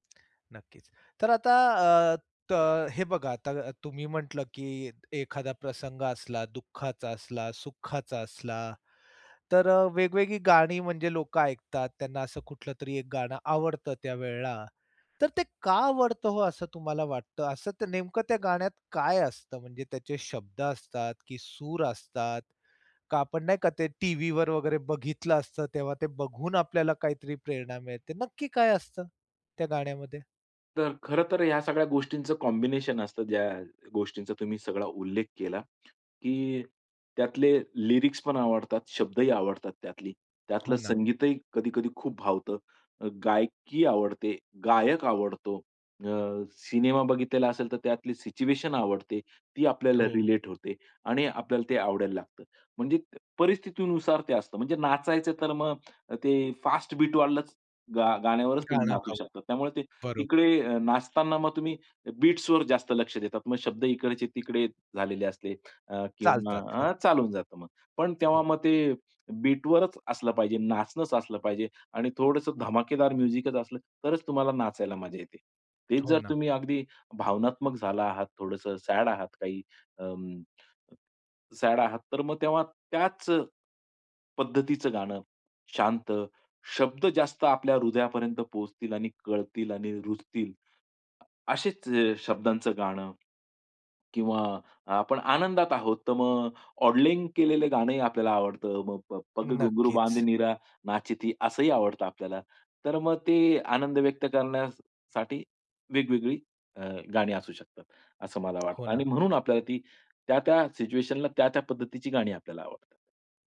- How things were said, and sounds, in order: in English: "कॉम्बिनेशन"; in English: "लिरिक्सपण"; tapping; in English: "रिलेट"; in English: "म्युझिकच"; other noise; in English: "ऑडलिंग"
- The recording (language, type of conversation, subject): Marathi, podcast, कठीण दिवसात कोणती गाणी तुमची साथ देतात?